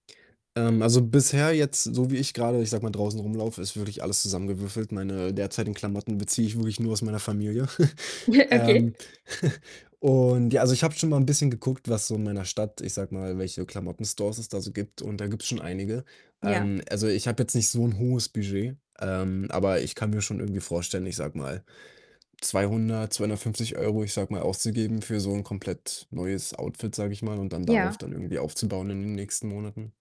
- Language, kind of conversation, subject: German, advice, Wie finde ich meinen eigenen Stil, ohne mich bei der Kleiderauswahl unsicher zu fühlen?
- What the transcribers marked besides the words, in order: distorted speech; static; snort; other background noise; chuckle